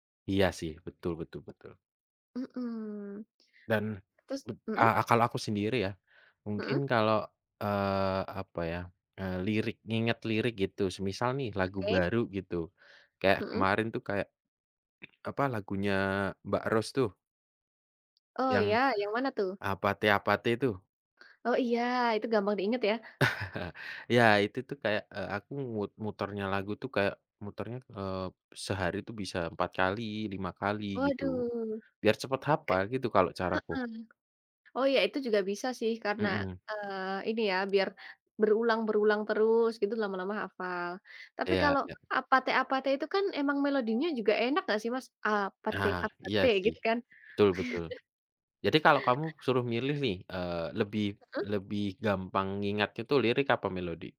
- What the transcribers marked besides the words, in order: other background noise; tapping; chuckle; singing: "Apateu, apateu"; chuckle
- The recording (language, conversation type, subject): Indonesian, unstructured, Apa yang membuat sebuah lagu terasa berkesan?